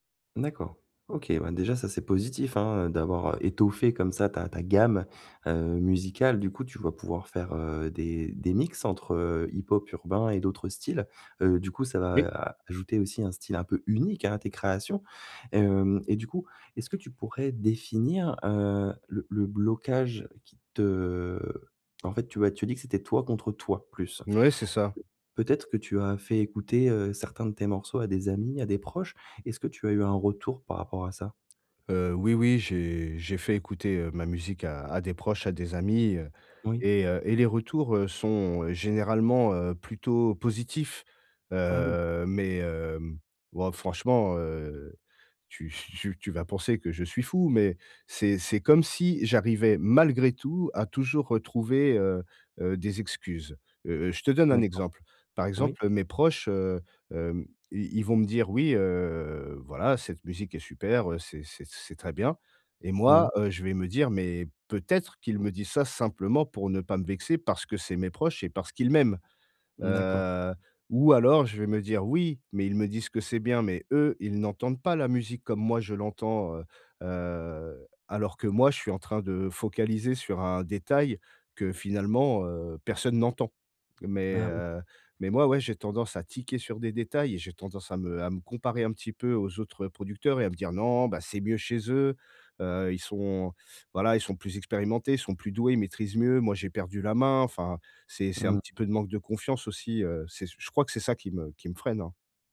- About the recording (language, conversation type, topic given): French, advice, Comment puis-je baisser mes attentes pour avancer sur mon projet ?
- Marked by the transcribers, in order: stressed: "étoffé"; stressed: "gamme"; other background noise; tapping; stressed: "malgré"